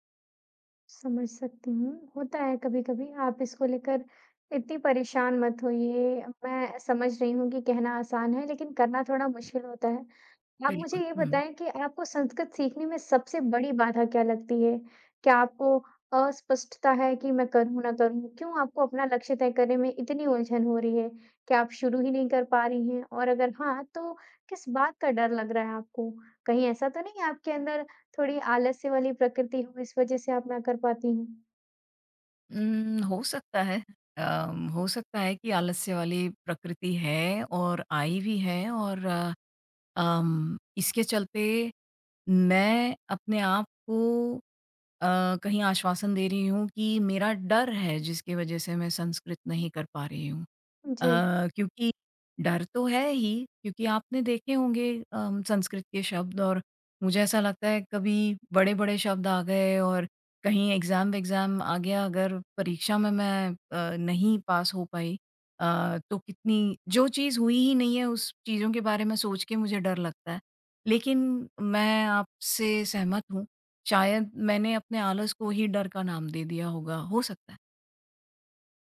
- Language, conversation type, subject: Hindi, advice, मैं लक्ष्य तय करने में उलझ जाता/जाती हूँ और शुरुआत नहीं कर पाता/पाती—मैं क्या करूँ?
- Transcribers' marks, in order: other background noise; tapping; in English: "एग्ज़ाम"; in English: "पास"